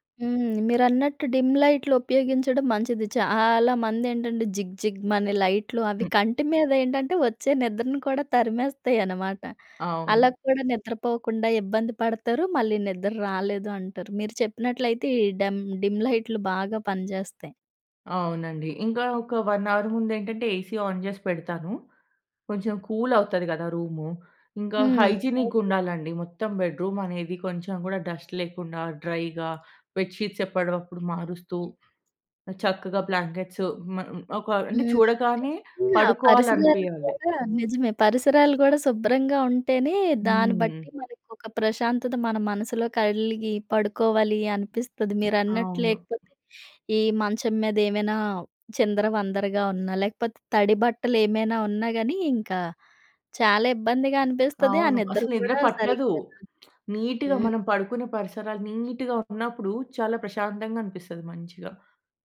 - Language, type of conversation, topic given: Telugu, podcast, సమయానికి లేవడానికి మీరు పాటించే చిట్కాలు ఏమిటి?
- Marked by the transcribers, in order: in English: "డిమ్"; in English: "డిమ్"; in English: "వన్ అవర్"; in English: "ఏసీ ఆన్"; in English: "కూల్"; other background noise; in English: "బెడ్‌రూం"; in English: "డస్ట్"; in English: "డ్రైగా బెడ్ షీట్స్"; in English: "బ్లాంకెట్స్"; tapping; in English: "నీట్‌గా"; in English: "నీట్‌గా"